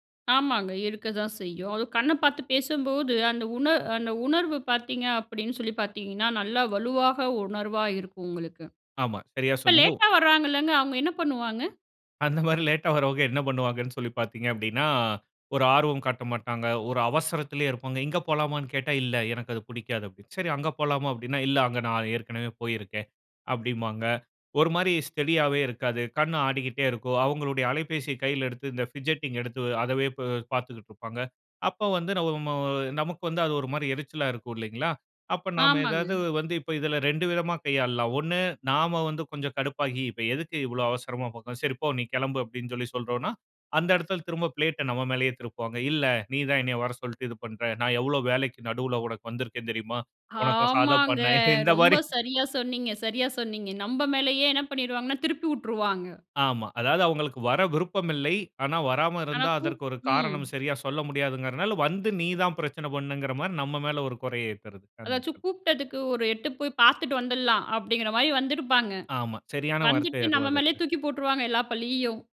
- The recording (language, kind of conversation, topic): Tamil, podcast, நேரில் ஒருவரை சந்திக்கும் போது உருவாகும் நம்பிக்கை ஆன்லைனில் எப்படி மாறுகிறது?
- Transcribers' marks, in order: laughing while speaking: "அந்த மாரி லேட்டா வர்றவங்க என்ன பண்ணுவாங்கன்னு"; in English: "ஃபிட்ஜெட்டிங்"; disgusted: "சரி போ! நீ கெளம்பு"; drawn out: "ஆமாங்க"; laughing while speaking: "இந்த மாரி"; unintelligible speech